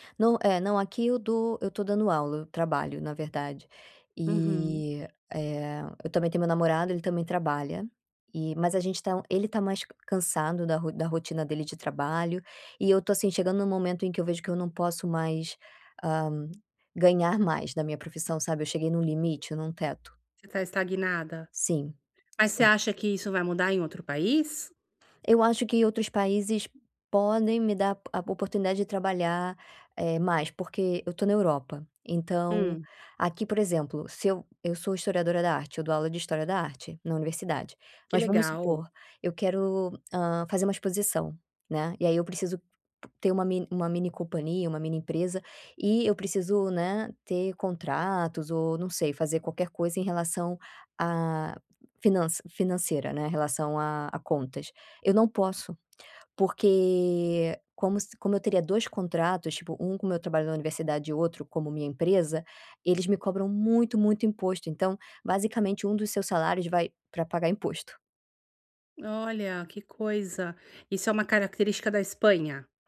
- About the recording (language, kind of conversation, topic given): Portuguese, advice, Como posso lidar com a incerteza durante uma grande transição?
- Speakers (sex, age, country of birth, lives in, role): female, 30-34, Brazil, Spain, user; female, 50-54, Brazil, United States, advisor
- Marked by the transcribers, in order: other background noise; tapping